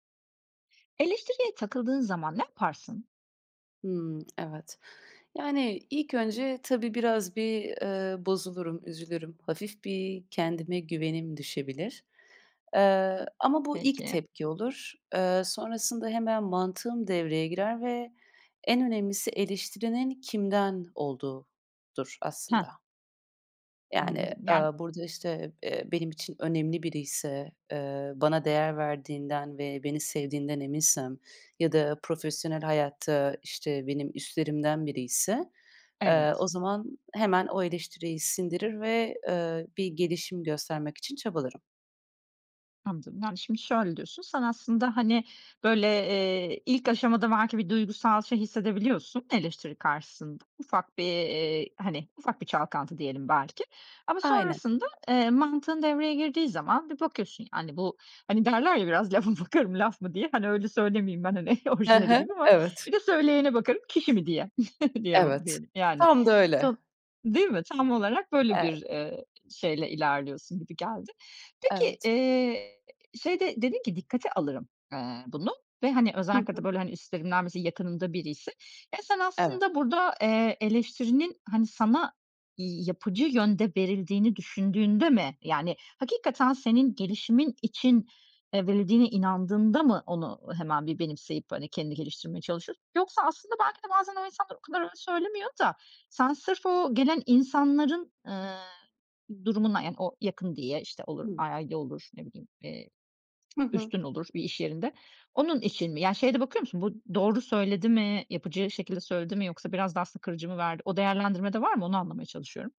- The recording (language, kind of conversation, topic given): Turkish, podcast, Eleştiriyi kafana taktığında ne yaparsın?
- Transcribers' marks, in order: tapping; laughing while speaking: "Biraz lafa bakarım laf mı diye"; laughing while speaking: "hani"; chuckle; unintelligible speech; other background noise; other noise